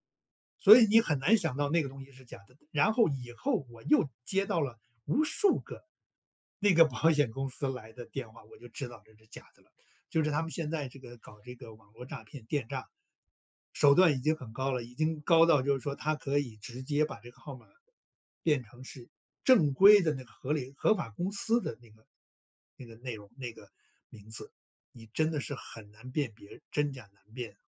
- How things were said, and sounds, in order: laughing while speaking: "保险"
- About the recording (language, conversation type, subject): Chinese, podcast, 遇到网络诈骗时，你通常会怎么应对？